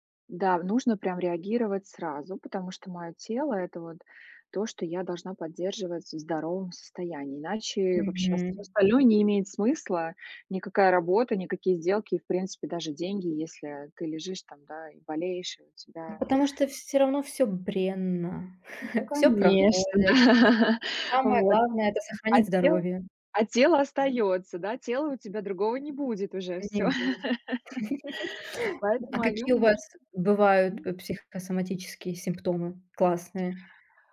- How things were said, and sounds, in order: chuckle; laugh; unintelligible speech; chuckle; laugh
- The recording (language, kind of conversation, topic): Russian, unstructured, Как ты справляешься со стрессом на работе?
- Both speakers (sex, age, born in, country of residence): female, 35-39, Russia, Germany; female, 40-44, Russia, United States